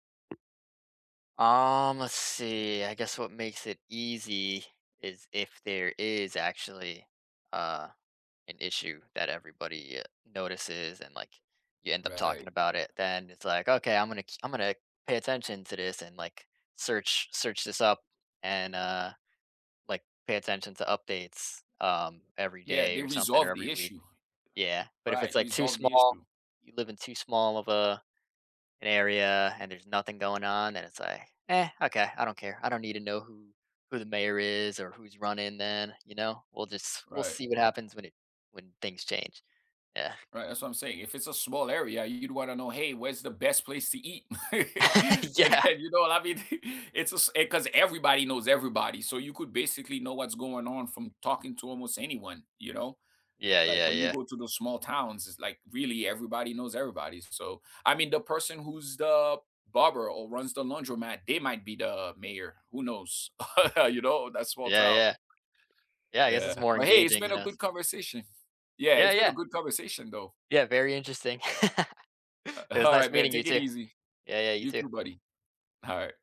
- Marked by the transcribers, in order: tapping; laugh; laughing while speaking: "Yeah"; laugh; laughing while speaking: "And"; chuckle; laugh; laugh; laughing while speaking: "alright"; laughing while speaking: "Alright"
- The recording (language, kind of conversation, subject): English, unstructured, What are your go-to ways to stay informed about local government, and what keeps you engaged?
- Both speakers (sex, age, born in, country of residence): male, 25-29, United States, United States; male, 45-49, United States, United States